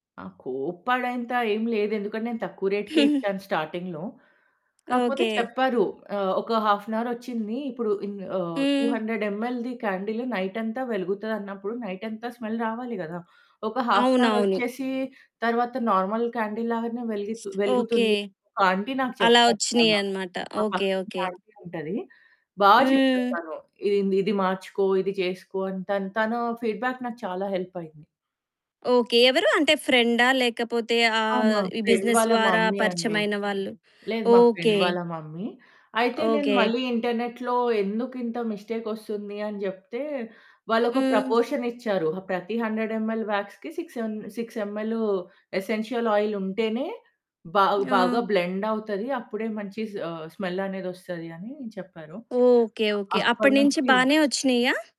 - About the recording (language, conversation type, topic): Telugu, podcast, మీరు ఇటీవల చేసిన హస్తకళ లేదా చేతితో చేసిన పనిని గురించి చెప్పగలరా?
- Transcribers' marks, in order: in English: "రేట్‌కే"; chuckle; in English: "స్టార్టింగ్‌లో"; in English: "హాఫ్ ఎన్ అవర్"; in English: "టూ హండ్రెడ్ ఎంఎల్ ది క్యాండిల్"; in English: "స్మెల్"; in English: "హాఫ్ ఎన్ అవర్"; other background noise; in English: "నార్మల్ క్యాండిల్"; in English: "ఆంటీ"; in English: "ఫీడ్‌బ్యాక్"; in English: "హెల్ప్"; in English: "ఫ్రెండ్"; in English: "బిజినెస్"; in English: "మమ్మీ"; in English: "ఫ్రెండ్"; in English: "మమ్మీ"; in English: "ఇంటర్నెట్‌లో"; in English: "మిస్టేక్"; in English: "ప్రపోర్షన్"; in English: "హండ్రెడ్ ఎంఎల్ వ్యాక్స్‌కి సిక్స్ ఎం సిక్స్ ఎంఎల్ ఎసెన్షియల్ ఆయిల్"; in English: "బ్లెండ్"; in English: "స్మెల్"